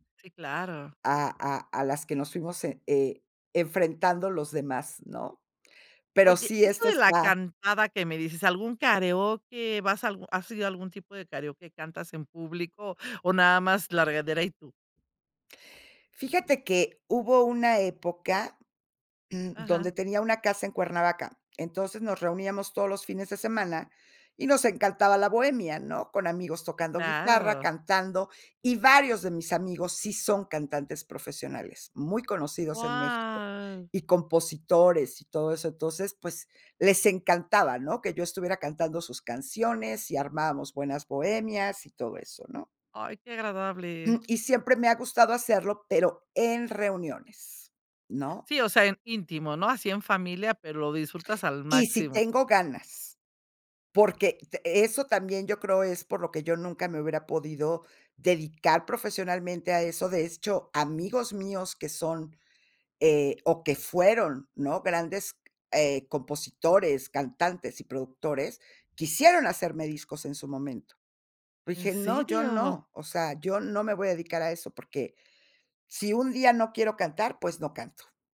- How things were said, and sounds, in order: "karaoke" said as "kareoke"; "karaoke" said as "kareoke"; tapping; throat clearing
- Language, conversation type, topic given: Spanish, podcast, ¿Qué objeto físico, como un casete o una revista, significó mucho para ti?